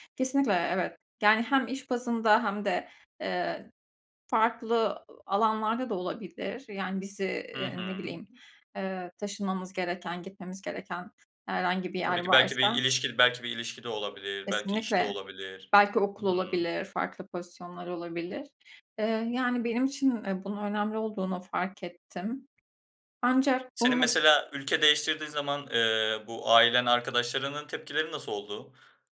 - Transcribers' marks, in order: other background noise
- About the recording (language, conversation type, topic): Turkish, podcast, Zor bir iş kararını nasıl aldın, somut bir örnek verebilir misin?